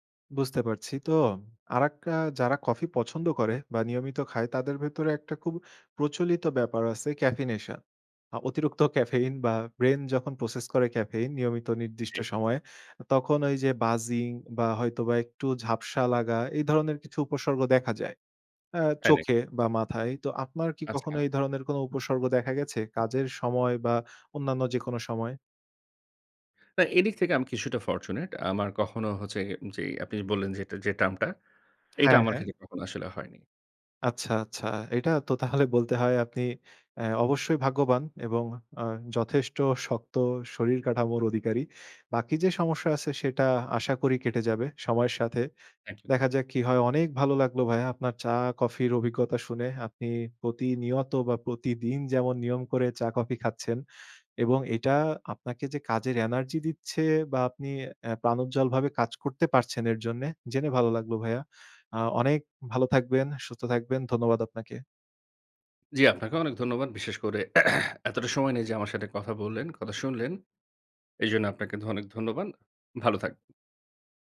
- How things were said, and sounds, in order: in English: "caffeination"; in English: "buzzing"; in English: "fortunate"; throat clearing
- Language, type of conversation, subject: Bengali, podcast, কফি বা চা খাওয়া আপনার এনার্জিতে কী প্রভাব ফেলে?